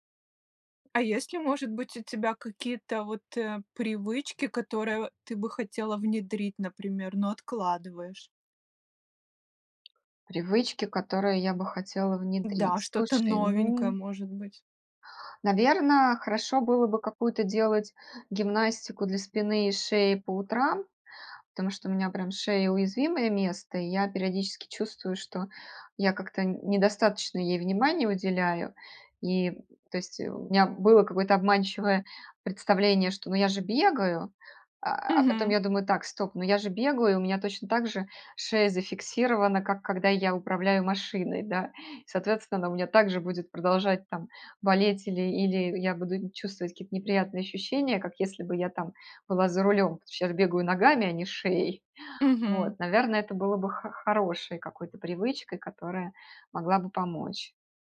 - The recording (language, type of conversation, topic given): Russian, podcast, Как вы начинаете день, чтобы он был продуктивным и здоровым?
- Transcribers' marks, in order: tapping